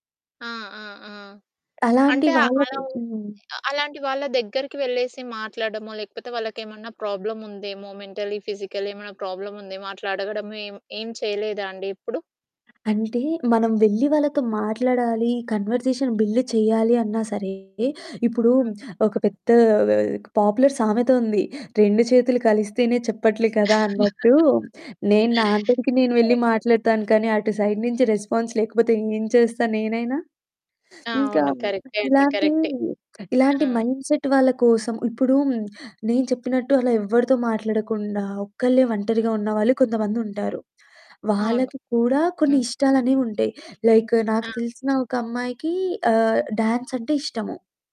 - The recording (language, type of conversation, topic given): Telugu, podcast, కొత్త చోటికి వెళ్లినప్పుడు మీరు కొత్త పరిచయాలు ఎలా పెంచుకున్నారు?
- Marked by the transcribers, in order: static; in English: "ప్రాబ్లమ్"; in English: "మెంటల్ ఫిజికల్"; in English: "ప్రాబ్లమ్"; in English: "కన్వర్జేషన్ బిల్డ్"; distorted speech; in English: "పాపులర్"; laugh; in English: "సైడ్"; in English: "రెస్పాన్స్"; in English: "మైండ్సెట్"; in English: "లైక్"; in English: "డాన్స్"